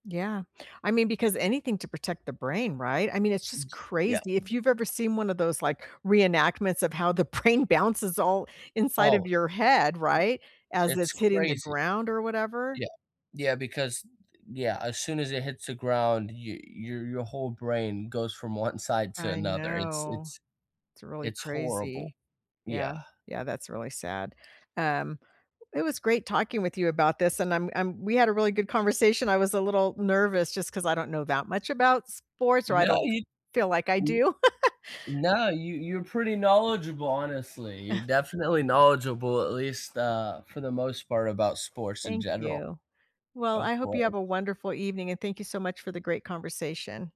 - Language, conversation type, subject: English, unstructured, What is your reaction to the pressure athletes face to perform at all costs?
- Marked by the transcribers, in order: laughing while speaking: "brain"; swallow; laugh; chuckle